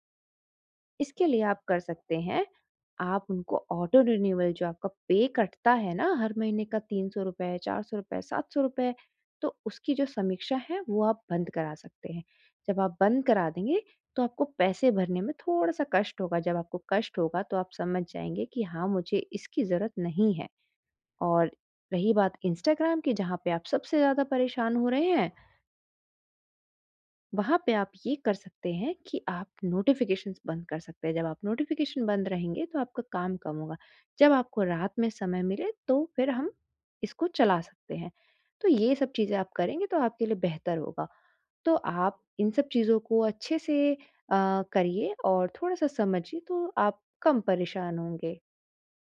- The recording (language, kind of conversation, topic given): Hindi, advice, आप अपने डिजिटल उपयोग को कम करके सब्सक्रिप्शन और सूचनाओं से कैसे छुटकारा पा सकते हैं?
- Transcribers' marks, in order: in English: "ऑटो रिन्यूअल"; in English: "पे"; in English: "नोटिफ़िकेशंस"; in English: "नोटिफ़िकेशन"